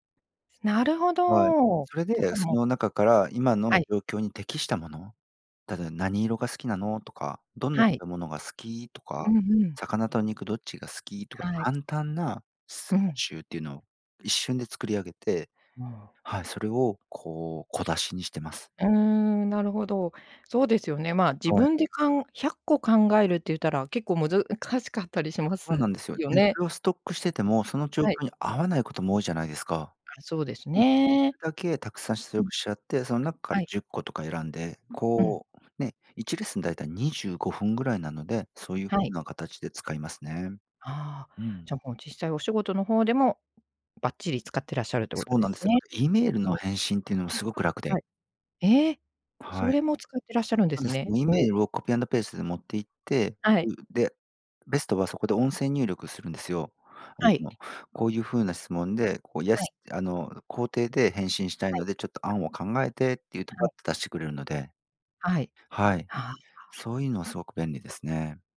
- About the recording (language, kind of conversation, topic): Japanese, podcast, これから学んでみたいことは何ですか？
- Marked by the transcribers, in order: other noise; tapping